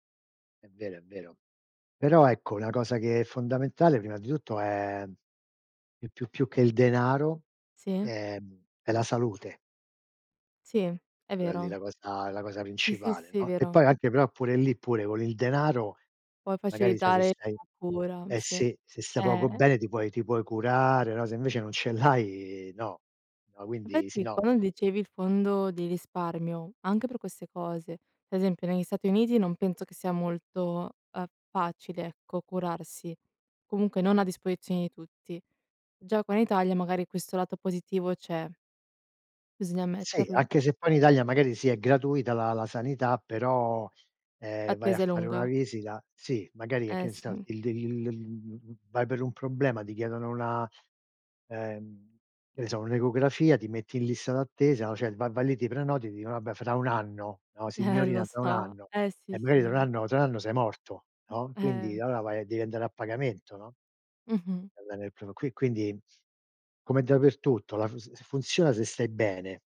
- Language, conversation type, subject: Italian, unstructured, Come scegli tra risparmiare e goderti subito il denaro?
- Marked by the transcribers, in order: other background noise; tapping; "cioè" said as "ceh"; laughing while speaking: "Eh"; "dappertutto" said as "dapertutto"